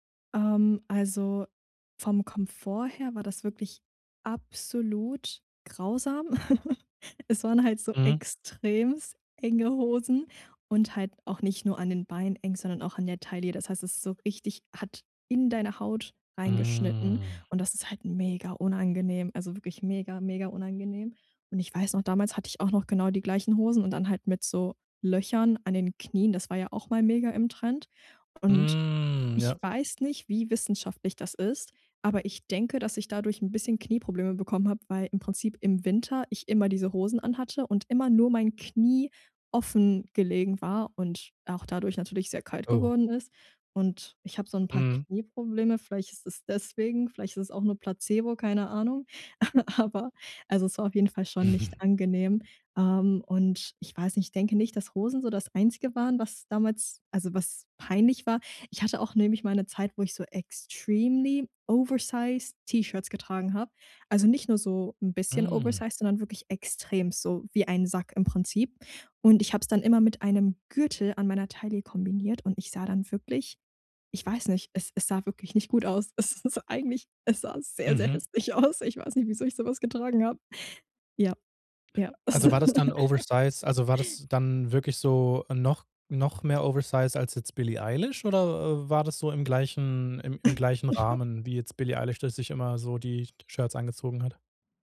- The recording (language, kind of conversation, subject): German, podcast, Was war dein peinlichster Modefehltritt, und was hast du daraus gelernt?
- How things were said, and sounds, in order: chuckle; "extrem" said as "extremst"; drawn out: "Mhm"; drawn out: "Mhm"; other background noise; chuckle; laughing while speaking: "Aber"; chuckle; in English: "extremely oversized"; in English: "oversized"; "extrem" said as "extremst"; laughing while speaking: "aus"; unintelligible speech; laugh; in English: "oversize"; in English: "oversize"; chuckle